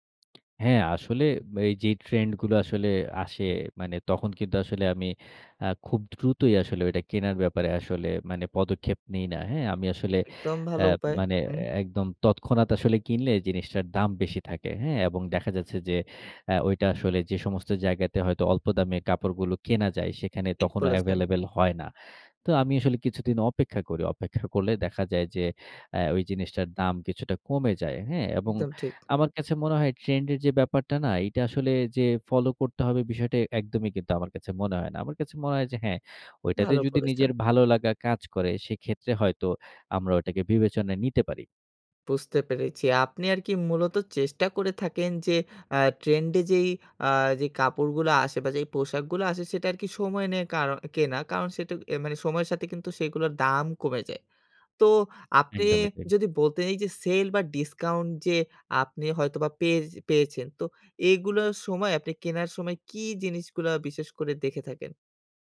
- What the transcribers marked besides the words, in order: none
- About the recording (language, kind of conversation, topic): Bengali, podcast, বাজেটের মধ্যে স্টাইল বজায় রাখার আপনার কৌশল কী?